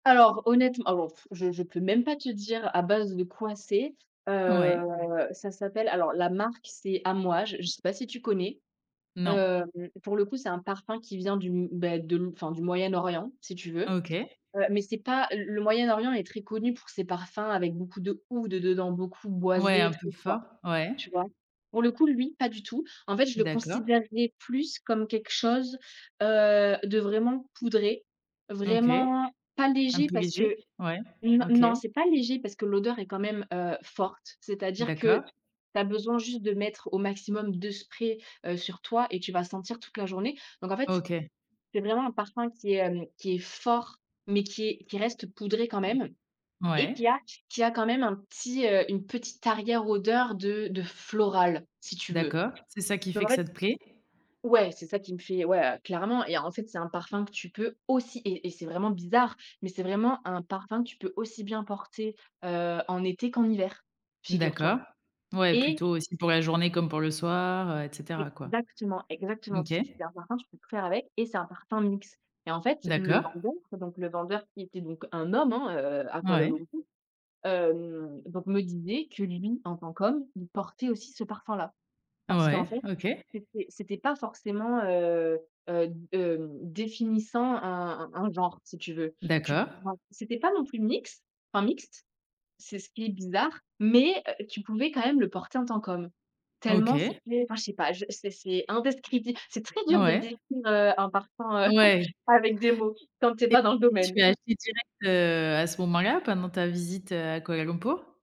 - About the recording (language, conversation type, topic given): French, podcast, Quelle odeur ou quel parfum fait partie de ton identité ?
- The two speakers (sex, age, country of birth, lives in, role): female, 25-29, France, France, guest; female, 35-39, France, France, host
- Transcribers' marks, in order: other background noise; drawn out: "Heu"; stressed: "poudré"; stressed: "fort"; stressed: "floral"; stressed: "aussi"; tapping; stressed: "homme"; chuckle